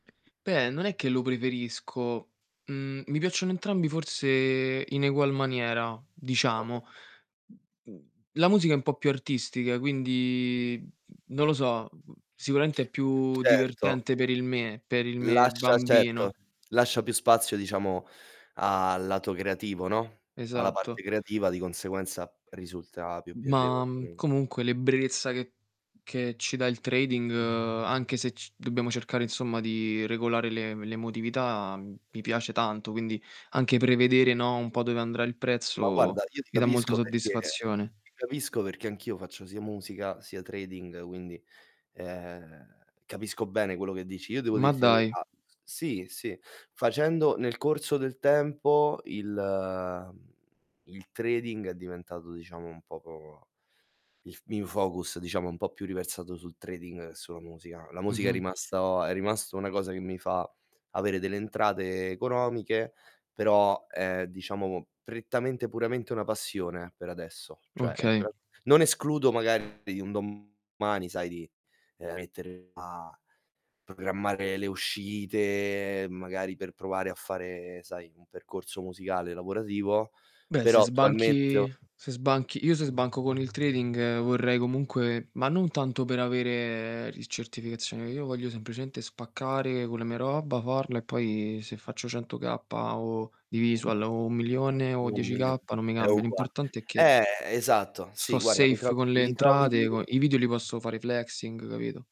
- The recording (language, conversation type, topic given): Italian, unstructured, Qual è la parte più piacevole della tua giornata lavorativa?
- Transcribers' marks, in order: other background noise; static; unintelligible speech; distorted speech; unintelligible speech; tapping; in English: "safe"; in English: "flexing"